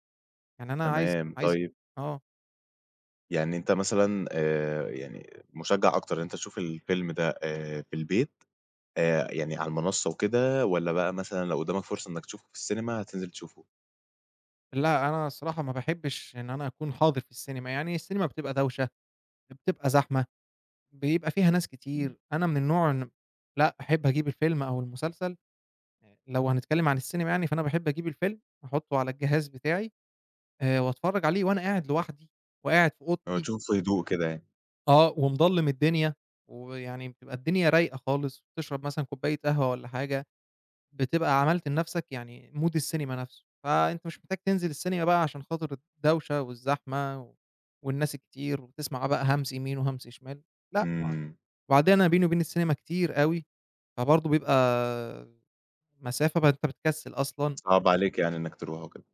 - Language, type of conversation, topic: Arabic, podcast, احكيلي عن هوايتك المفضلة وإزاي بدأت فيها؟
- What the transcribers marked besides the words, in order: other background noise; in English: "Mood"; unintelligible speech